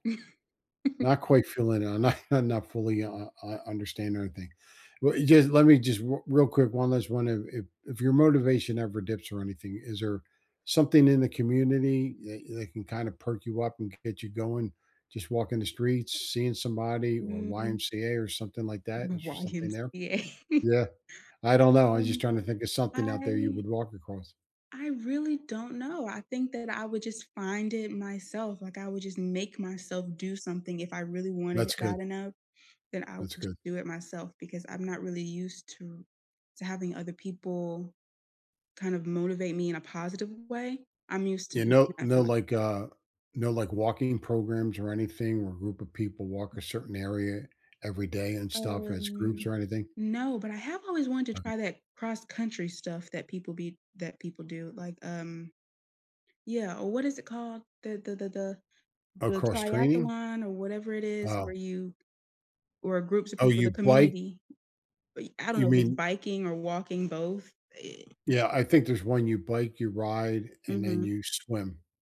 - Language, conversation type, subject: English, unstructured, How do motivation, community, and play help you feel better and more connected?
- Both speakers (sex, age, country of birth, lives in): female, 20-24, United States, United States; male, 65-69, United States, United States
- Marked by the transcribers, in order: laugh; laughing while speaking: "not"; laughing while speaking: "YMCA"; chuckle; other background noise; tapping